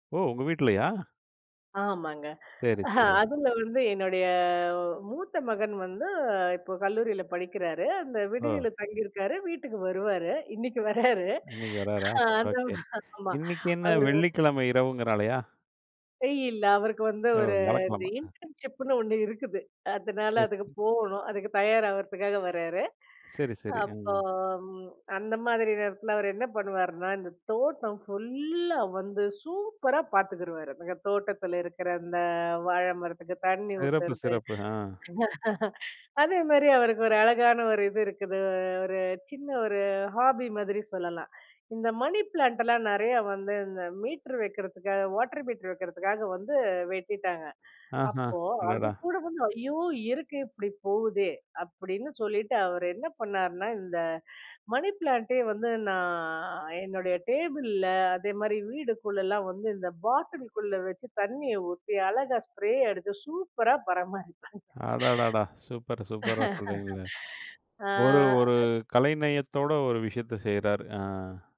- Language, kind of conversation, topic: Tamil, podcast, வாரத்தில் ஒரு நாள் முழுவதும் தொழில்நுட்பம் இல்லாமல் நேரத்தை எப்படி திட்டமிட்டு ஒழுங்குபடுத்துவீர்கள்?
- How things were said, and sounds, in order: chuckle; drawn out: "என்னுடைய"; laughing while speaking: "இன்னைக்கு வராரு. அது"; tapping; "இல்ல" said as "தேயில்லா"; other noise; in English: "இன்டர்ன்ஷிப்னு"; drawn out: "அப்போம்"; chuckle; in English: "ஹாபி"; in English: "மணி பிளான்ட்லாம்"; in English: "வாட்டர்"; in English: "மணி பிளான்ட்டே"; drawn out: "நான்"; in English: "ஸ்ப்ரே"; laugh; unintelligible speech